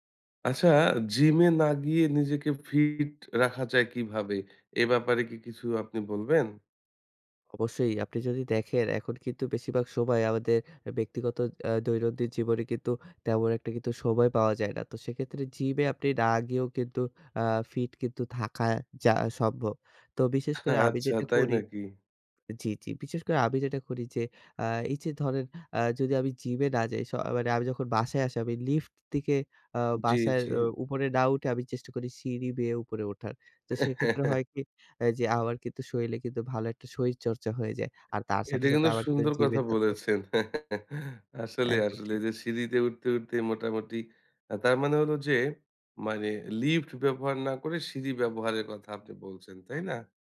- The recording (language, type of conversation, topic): Bengali, podcast, জিমে না গিয়ে কীভাবে ফিট থাকা যায়?
- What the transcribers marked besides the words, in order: laughing while speaking: "আচ্ছা"; chuckle; "শরীরে" said as "শইলে"; chuckle